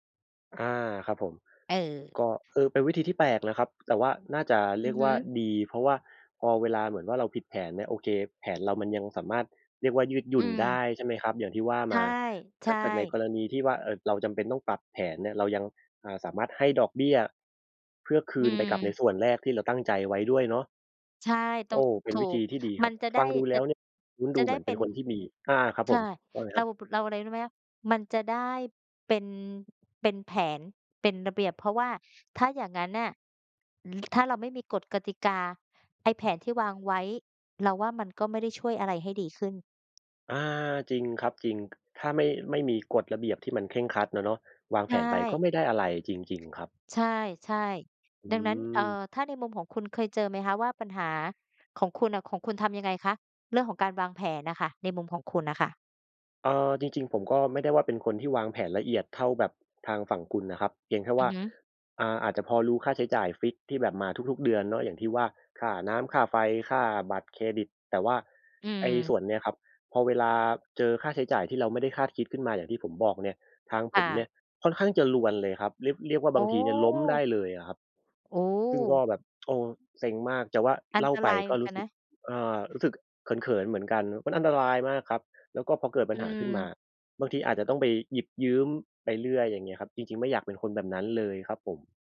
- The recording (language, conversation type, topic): Thai, unstructured, การวางแผนการเงินช่วยให้ชีวิตดีขึ้นได้อย่างไร?
- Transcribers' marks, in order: other noise; tapping